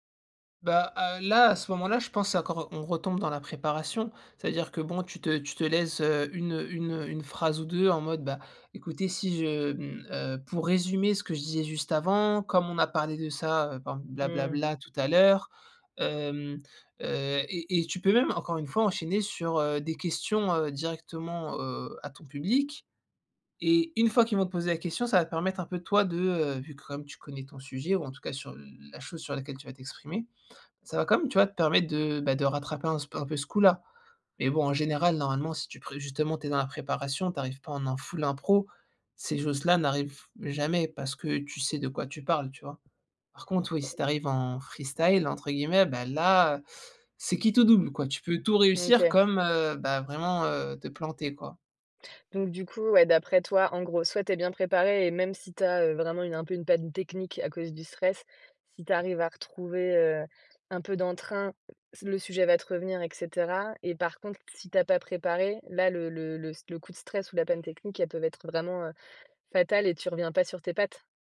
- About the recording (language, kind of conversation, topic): French, podcast, Quelles astuces pour parler en public sans stress ?
- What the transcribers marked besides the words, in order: put-on voice: "bah écoutez si je mmh … tout à l'heure"; tapping; unintelligible speech; stressed: "freestyle"